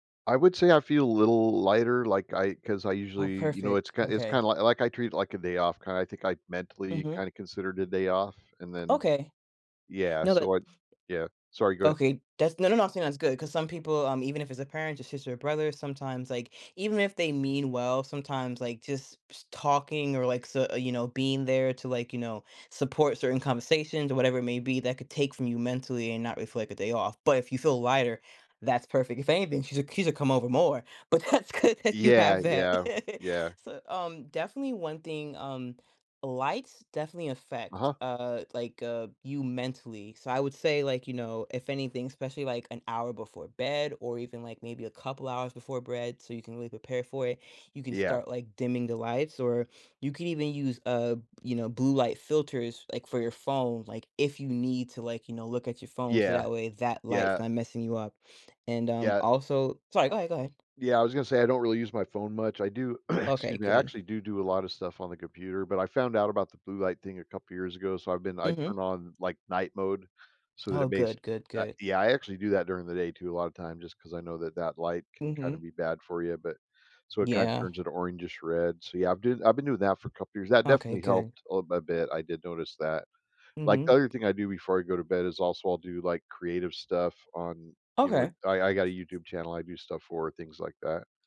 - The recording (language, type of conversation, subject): English, advice, How can I handle overwhelming daily responsibilities?
- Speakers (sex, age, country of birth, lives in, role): female, 30-34, United States, United States, advisor; male, 55-59, United States, United States, user
- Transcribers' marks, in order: other background noise; laughing while speaking: "because cause that's good that you"; chuckle; "bed" said as "bred"; throat clearing; tapping